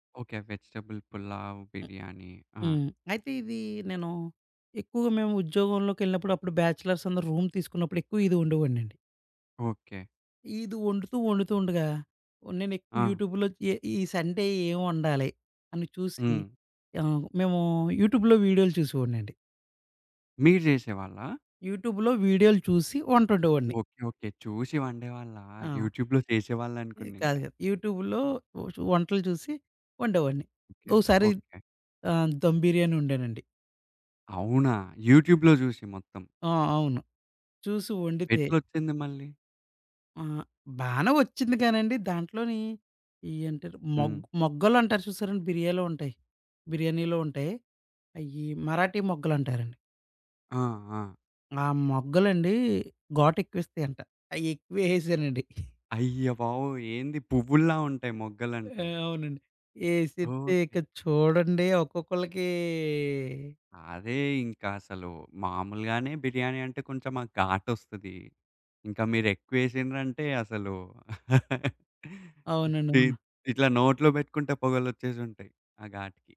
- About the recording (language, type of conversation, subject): Telugu, podcast, సాధారణ పదార్థాలతో ఇంట్లోనే రెస్టారెంట్‌లాంటి రుచి ఎలా తీసుకురాగలరు?
- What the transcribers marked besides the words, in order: in English: "వెజిటబుల్"; in English: "బ్యాచలర్స్"; in English: "రూమ్"; in English: "యూట్యూబ్‌లో"; in English: "యూట్యూబ్‌లో"; in English: "యూట్యూబ్‌లో"; in English: "యూట్యూబ్‌లో"; in English: "యూట్యూబ్‌లో"; in English: "యూట్యూబ్‌లో"; giggle; drawn out: "ఒక్కొక్కళ్ళకి"; chuckle